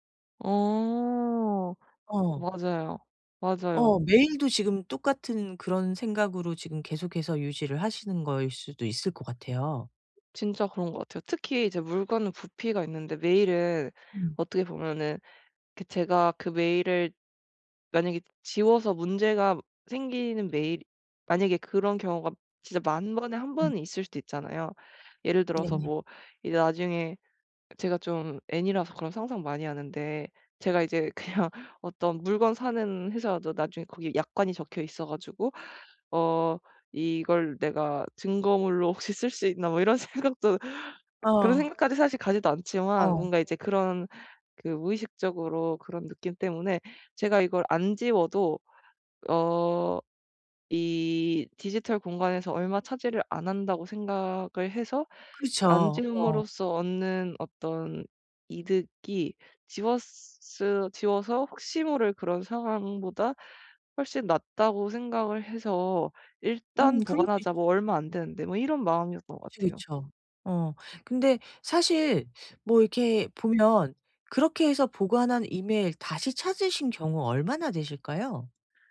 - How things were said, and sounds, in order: other background noise; laughing while speaking: "그냥"; laughing while speaking: "생각도"
- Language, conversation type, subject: Korean, advice, 이메일과 알림을 오늘부터 깔끔하게 정리하려면 어떻게 시작하면 좋을까요?